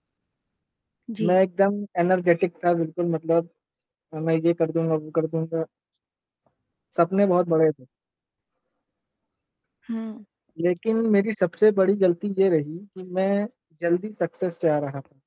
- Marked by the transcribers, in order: static; in English: "एनर्जेटिक"; in English: "सक्सेस"
- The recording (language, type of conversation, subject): Hindi, unstructured, आपकी ज़िंदगी में अब तक की सबसे बड़ी सीख क्या रही है?